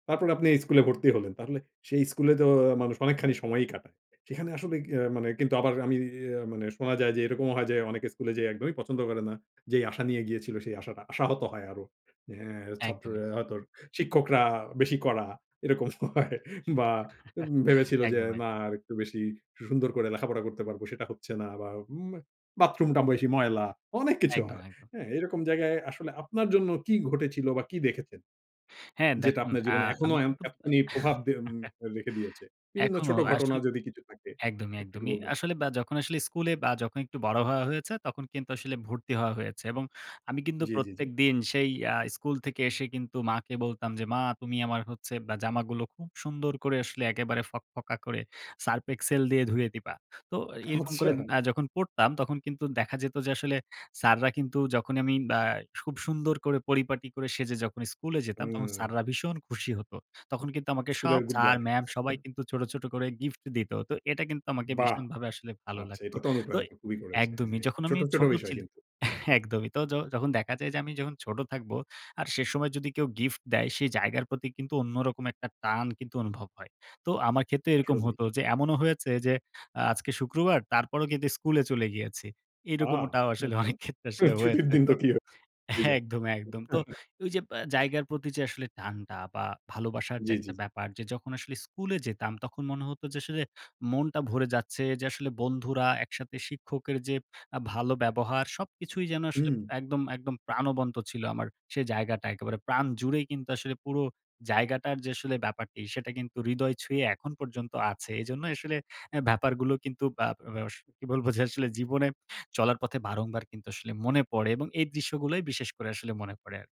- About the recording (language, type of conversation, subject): Bengali, podcast, কোন জায়গা আপনার জীবনে সবচেয়ে গভীর ছাপ রেখে গেছে?
- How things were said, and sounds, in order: drawn out: "তো"; laughing while speaking: "শিক্ষকরা বেশি কড়া, এরকম হয়"; laugh; laugh; laughing while speaking: "আচ্ছা"; drawn out: "হুম"; laughing while speaking: "এরকমটাও আসলে অনেক ক্ষেত্রে আসলে হয়েছে"; laughing while speaking: "আ ছুটির দিন তো কি হবে হয়ে যাব"; unintelligible speech; laughing while speaking: "একদম, একদম"; laughing while speaking: "কি বলব যে আসলে জীবনে"